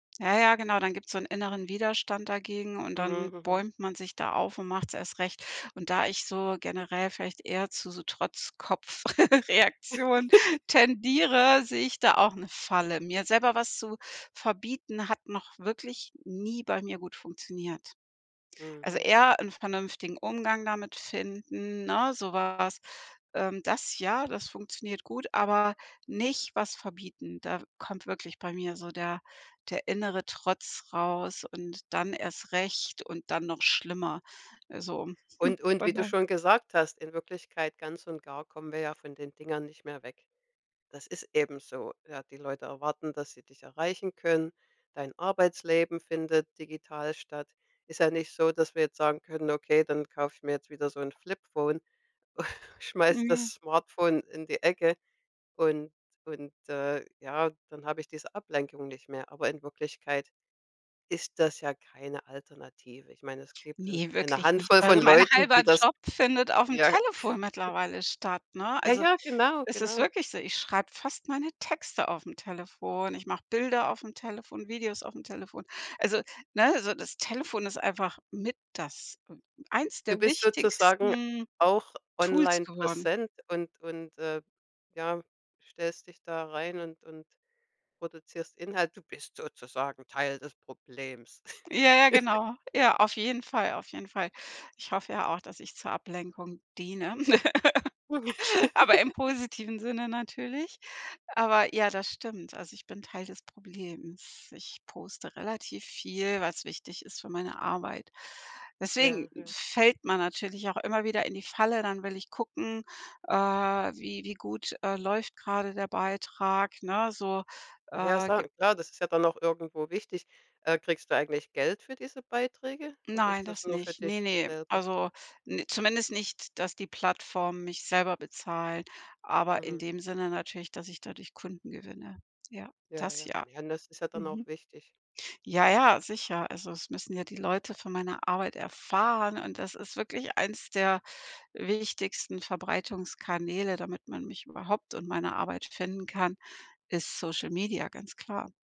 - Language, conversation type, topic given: German, advice, Wie hindern mich zu viele Ablenkungen durch Handy und Fernseher daran, kreative Gewohnheiten beizubehalten?
- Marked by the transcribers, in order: other background noise; laugh; chuckle; joyful: "aufm Telefon"; chuckle; joyful: "Ja, ja, genau"; put-on voice: "Du bist sozusagen Teil des Problems"; giggle; laugh; joyful: "aber im positiven Sinne natürlich"; joyful: "eins"